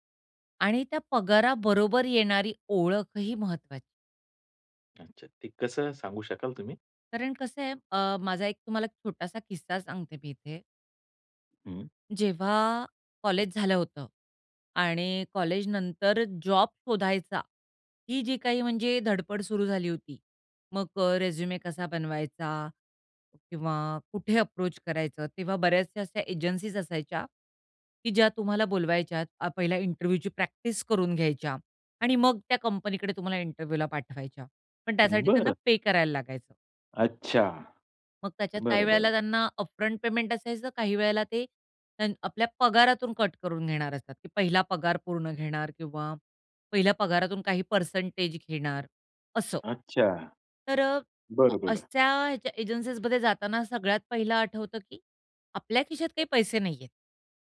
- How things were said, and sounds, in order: in English: "अप्रोच"; in English: "अपफ्रंट पेमेंट"; in English: "पर्सेंटेज"
- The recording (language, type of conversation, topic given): Marathi, podcast, काम म्हणजे तुमच्यासाठी फक्त पगार आहे की तुमची ओळखही आहे?